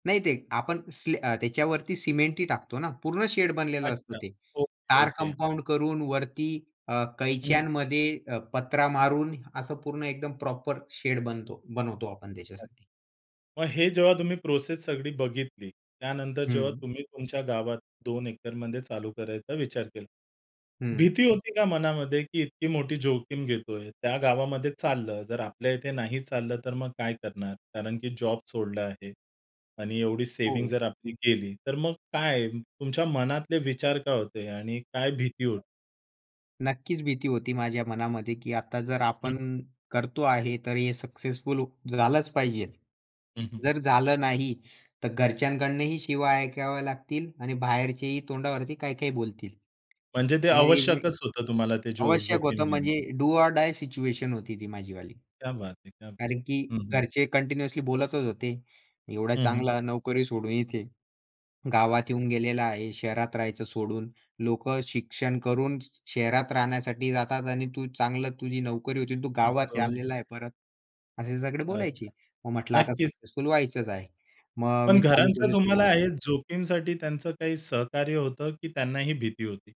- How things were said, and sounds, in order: tapping; other background noise; unintelligible speech; in English: "डू ऑर डाय"; in English: "कंटिन्यूअसली"; in Hindi: "क्या बात है! क्या बात"; unintelligible speech
- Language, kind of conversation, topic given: Marathi, podcast, यश मिळवण्यासाठी जोखीम घेणं आवश्यक आहे का?